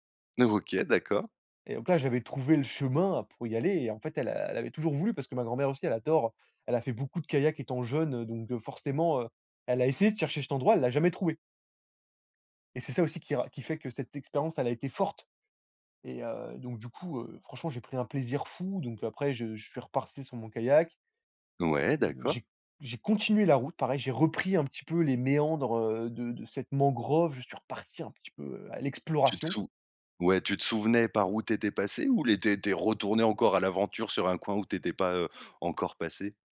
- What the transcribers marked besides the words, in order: stressed: "adore"; stressed: "forte"
- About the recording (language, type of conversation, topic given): French, podcast, Peux-tu nous raconter une de tes aventures en solo ?